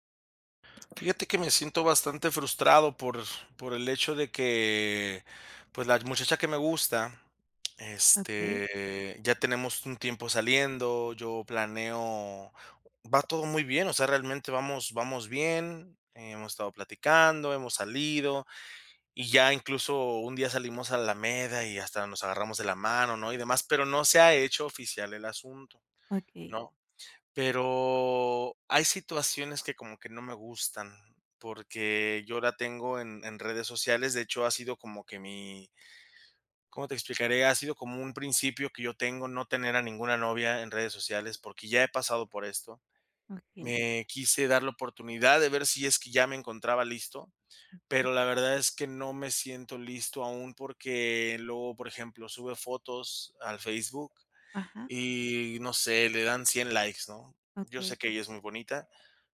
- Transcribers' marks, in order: other noise; drawn out: "este"; drawn out: "Pero"
- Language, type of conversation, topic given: Spanish, advice, ¿Qué tipo de celos sientes por las interacciones en redes sociales?